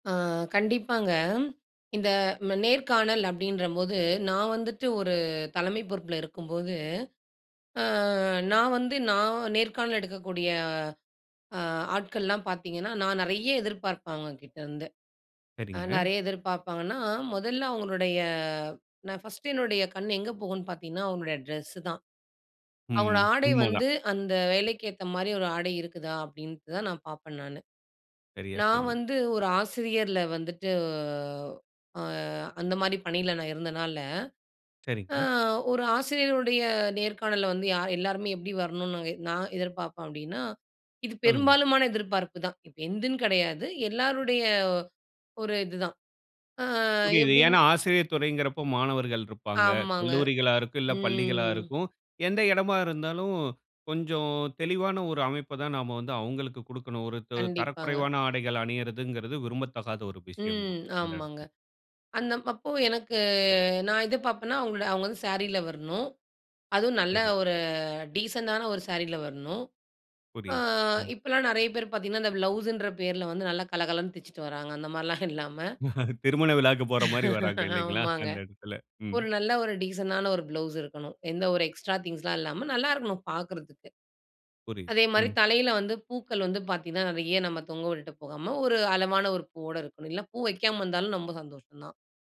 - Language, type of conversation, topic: Tamil, podcast, ஒரு முக்கியமான நேர்காணலுக்கு எந்த உடையை அணிவது என்று நீங்கள் என்ன ஆலோசனை கூறுவீர்கள்?
- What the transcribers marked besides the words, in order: tapping; in English: "ஃபர்ஸ்ட்"; drawn out: "வந்துவிட்டு"; drawn out: "ம்"; in English: "டீசென்ட்டான"; chuckle; laugh; in English: "டீசென்ட்டான"; in English: "எக்ஸ்ட்ரா திங்ஸ்லாம்"; "ரொம்ப" said as "நொம்ப"